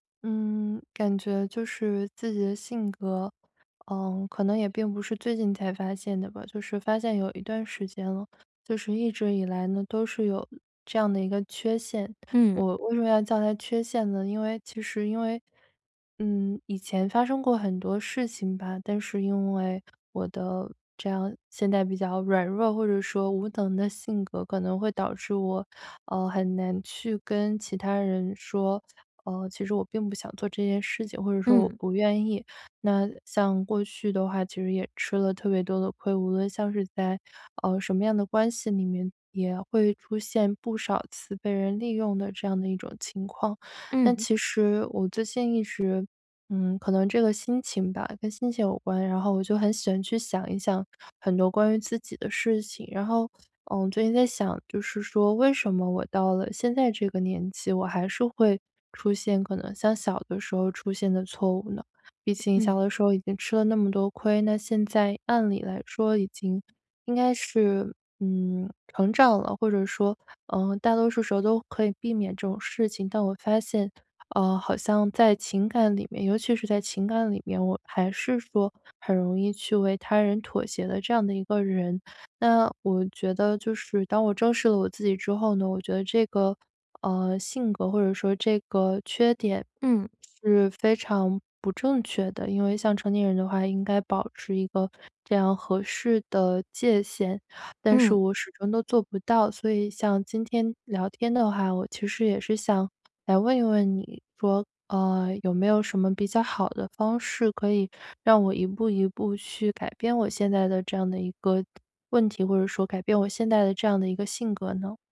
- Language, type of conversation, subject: Chinese, advice, 我总是很难说“不”，还经常被别人利用，该怎么办？
- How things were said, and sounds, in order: other background noise